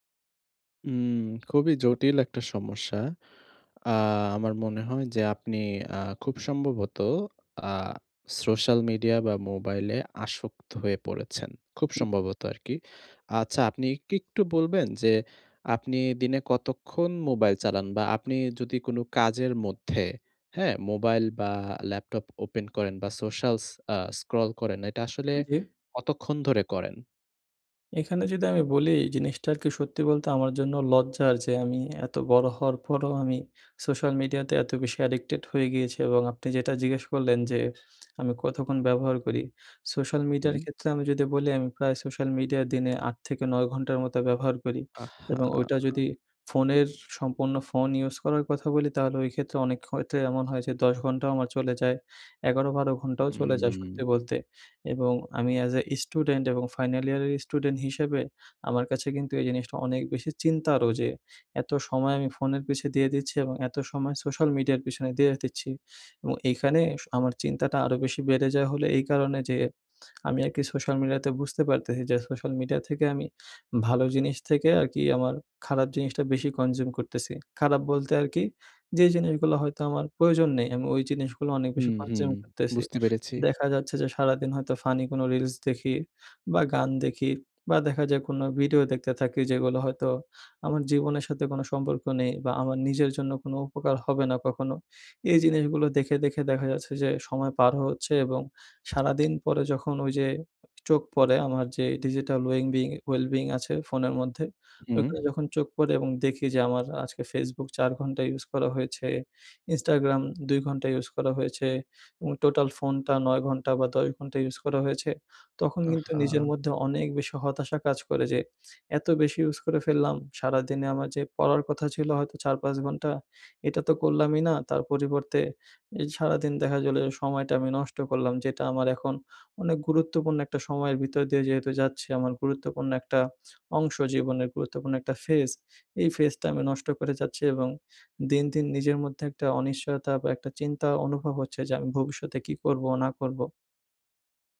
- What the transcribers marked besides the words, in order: other background noise; tapping
- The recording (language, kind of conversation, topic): Bengali, advice, কাজের সময় ফোন ও সামাজিক মাধ্যম বারবার আপনাকে কীভাবে বিভ্রান্ত করে?
- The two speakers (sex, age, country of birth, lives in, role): male, 20-24, Bangladesh, Bangladesh, advisor; male, 20-24, Bangladesh, Bangladesh, user